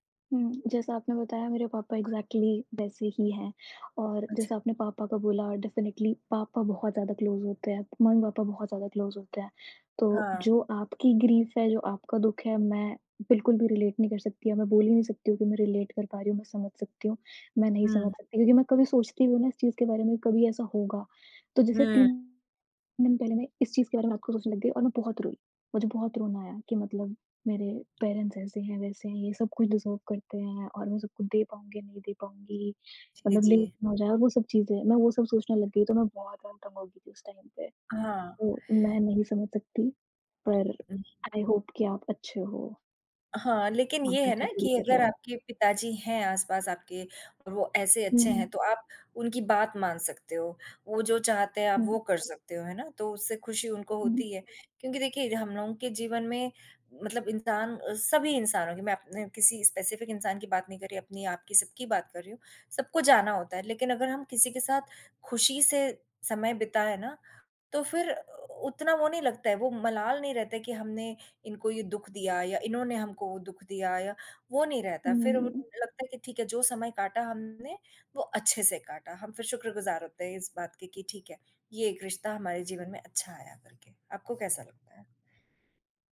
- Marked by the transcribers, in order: in English: "एक्ज़ैक्टली"; in English: "डेफ़िनिटली"; in English: "क्लोज़"; in English: "क्लोज़"; in English: "ग्रीफ़"; in English: "रिलेट"; in English: "रिलेट"; in English: "पेरेंट्स"; in English: "डिज़र्व"; in English: "लेट"; unintelligible speech; in English: "टाइम"; in English: "आई होप"; in English: "बेटर फ़ील"; tapping; in English: "स्पेसिफिक"
- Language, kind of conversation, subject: Hindi, unstructured, जिस इंसान को आपने खोया है, उसने आपको क्या सिखाया?